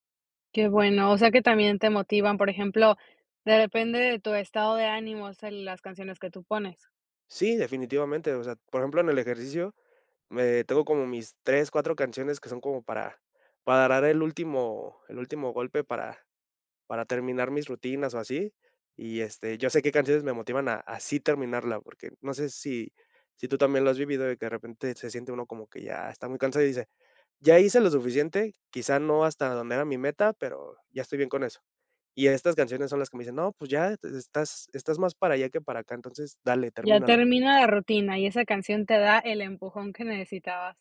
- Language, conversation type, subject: Spanish, podcast, ¿Cómo descubres música nueva hoy en día?
- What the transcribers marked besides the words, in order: none